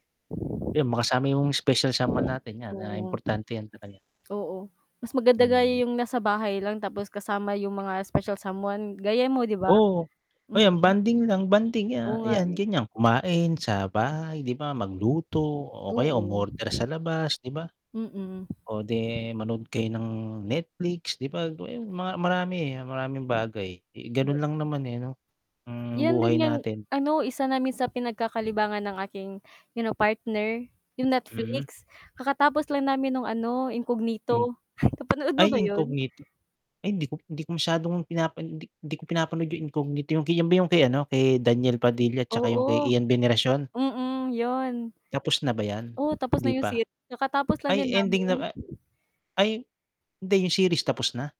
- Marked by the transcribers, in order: wind; static; chuckle
- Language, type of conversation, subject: Filipino, unstructured, Anong simpleng gawain ang nagpapasaya sa iyo araw-araw?